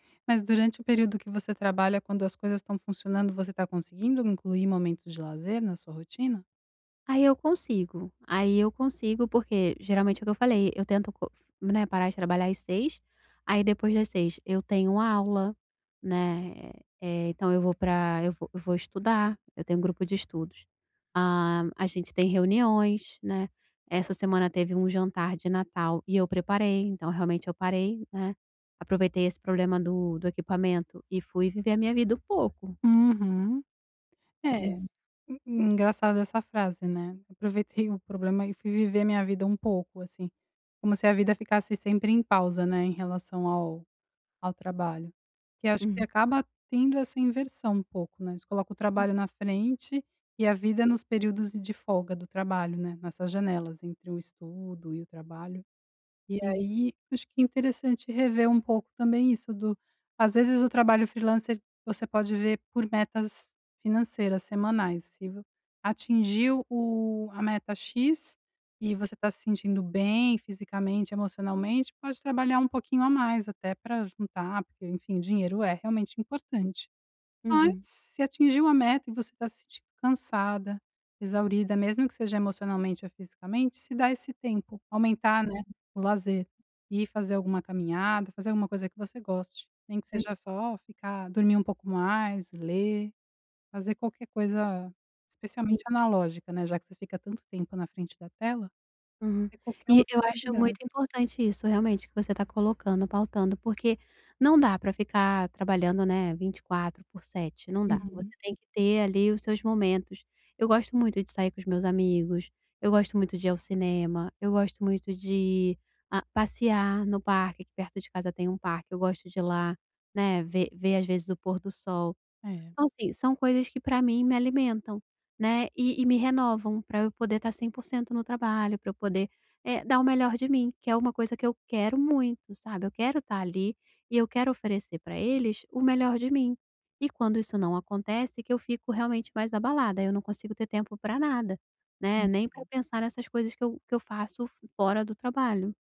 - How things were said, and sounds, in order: other noise
- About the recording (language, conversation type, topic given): Portuguese, advice, Como posso equilibrar meu tempo entre responsabilidades e lazer?